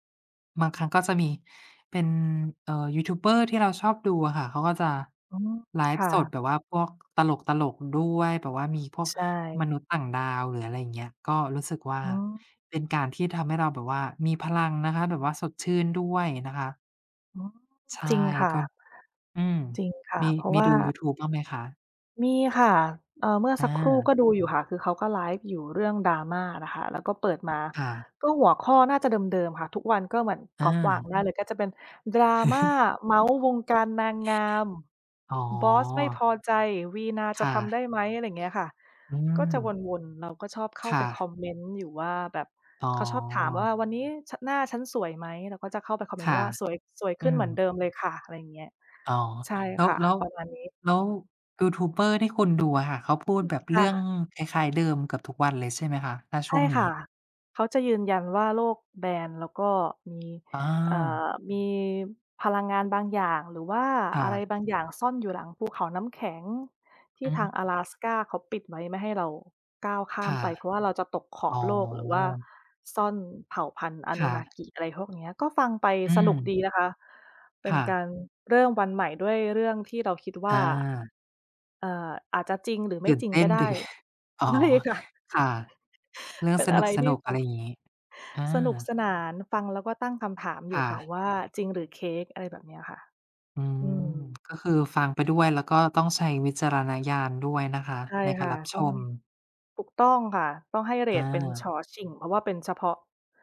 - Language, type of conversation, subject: Thai, unstructured, คุณเริ่มต้นวันใหม่ด้วยกิจวัตรอะไรบ้าง?
- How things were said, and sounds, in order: other background noise; tapping; chuckle; other noise; laughing while speaking: "ดี"; laughing while speaking: "ใช่ค่ะ"; chuckle